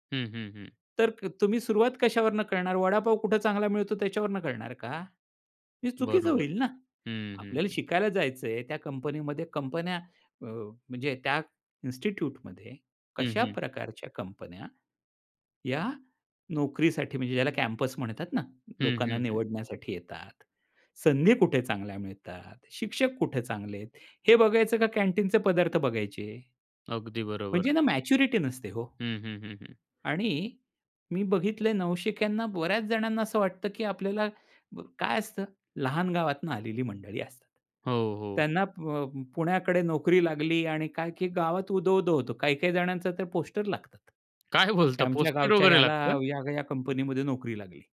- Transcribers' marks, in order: in English: "इन्स्टिट्यूटमध्ये"; tapping; laughing while speaking: "काय बोलता"
- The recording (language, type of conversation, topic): Marathi, podcast, नवशिक्याने सुरुवात करताना कोणत्या गोष्टींपासून सुरूवात करावी, असं तुम्ही सुचवाल?